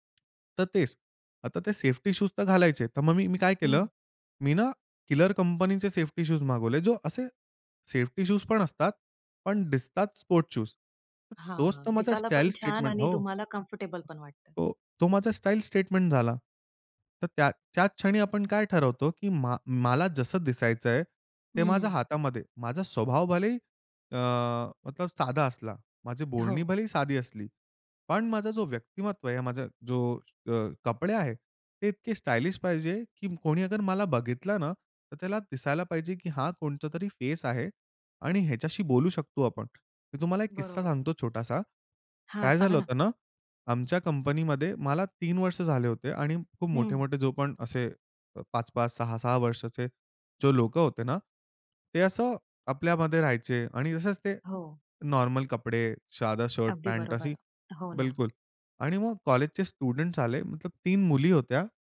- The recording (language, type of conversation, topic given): Marathi, podcast, कामाच्या ठिकाणी व्यक्तिमत्व आणि साधेपणा दोन्ही टिकतील अशी शैली कशी ठेवावी?
- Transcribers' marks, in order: tapping; drawn out: "हां"; in English: "स्टाईल स्टेटमेंट"; other background noise; in English: "कम्फर्टेबलपण"; in English: "स्टाईल स्टेटमेंट"; in English: "स्टायलिश"; anticipating: "सांगा ना"; in English: "नॉर्मल"; in English: "कॉलेजचे स्टुडंट्स"